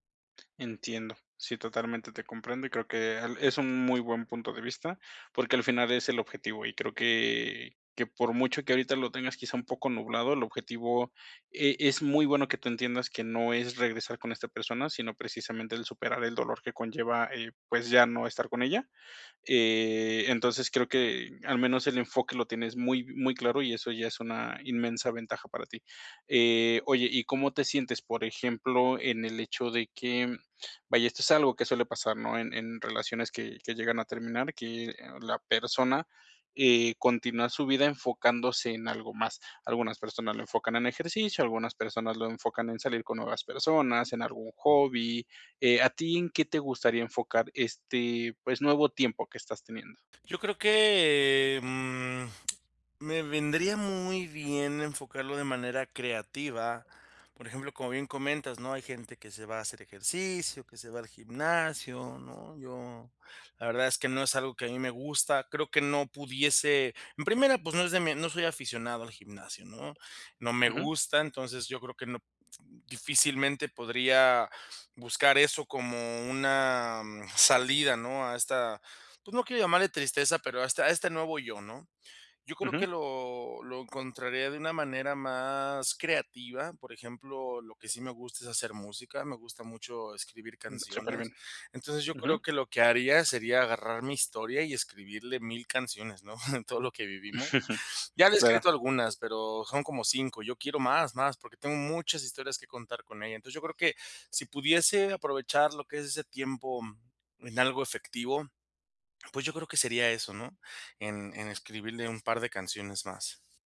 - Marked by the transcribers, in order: other background noise; tapping; chuckle; chuckle
- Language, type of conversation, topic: Spanish, advice, ¿Cómo puedo sobrellevar las despedidas y los cambios importantes?